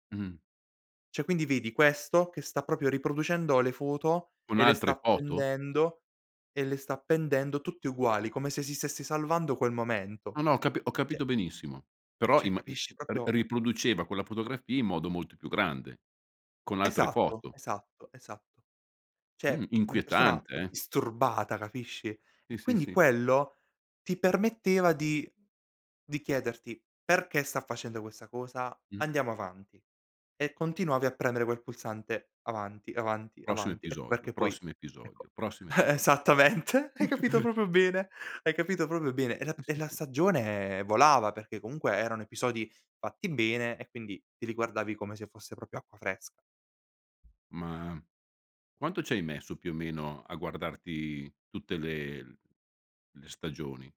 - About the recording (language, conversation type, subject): Italian, podcast, Qual è la serie che ti ha tenuto incollato allo schermo?
- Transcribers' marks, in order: "Cioè" said as "ceh"; "proprio" said as "propio"; "Cioè" said as "ceh"; "cioè" said as "ceh"; "proprio" said as "propio"; other background noise; "Cioè" said as "ceh"; "Sì" said as "ì"; chuckle; laughing while speaking: "esattamente"; "proprio" said as "propo"; "proprio" said as "propo"; chuckle; "Sì" said as "ì"; "proprio" said as "propio"